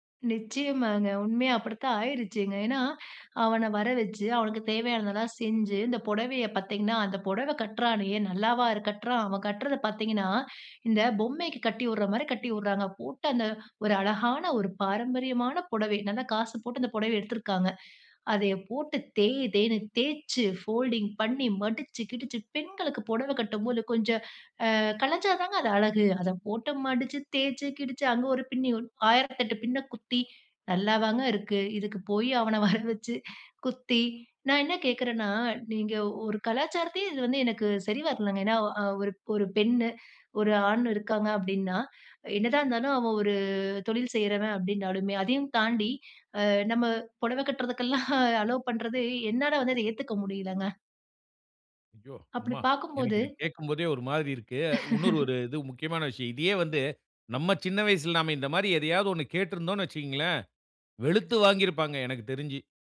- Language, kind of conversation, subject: Tamil, podcast, மாடர்ன் ஸ்டைல் அம்சங்களை உங்கள் பாரம்பரியத்தோடு சேர்க்கும்போது அது எப்படிச் செயல்படுகிறது?
- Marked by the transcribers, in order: angry: "அந்த புடவ கட்றானே நல்லாவா இரு … பண்ணி, மடிச்சு கிடிச்சு"; other background noise; in English: "ஃபோல்டிங்"; angry: "அத போட்டு மடிச்சு, தேய்ச்சு, கிடிச்சு … குத்தி நல்லாவாங்க இருக்கு?"; laughing while speaking: "வரவச்சு"; drawn out: "ஒரு"; laughing while speaking: "கட்டுறதுக்கெல்லாம் அலோவ்"; in English: "அலோவ்"; disgusted: "பண்றது என்னால வந்து அத ஏத்துக்க முடியலங்க"; afraid: "ஐயோ! அம்மா, எனக்கு இத கேட்கும்போதே ஒரு மாரி இருக்கு"; trusting: "இன்னொரு ஒரு இது முக்கியமான விஷயம் … வாங்கியிருப்பாங்க எனக்கு தெரிஞ்சு"; laugh